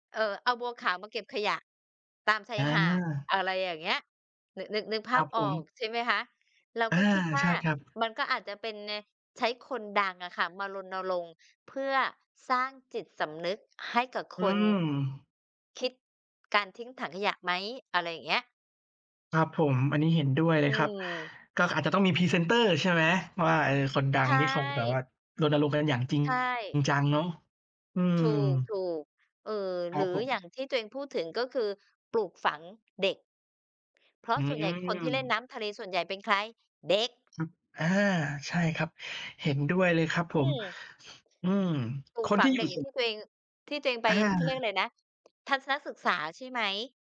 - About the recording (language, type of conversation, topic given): Thai, unstructured, ถ้าได้ชวนกันไปช่วยทำความสะอาดชายหาด คุณจะเริ่มต้นอย่างไร?
- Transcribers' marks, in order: other background noise; stressed: "เด็ก"; sniff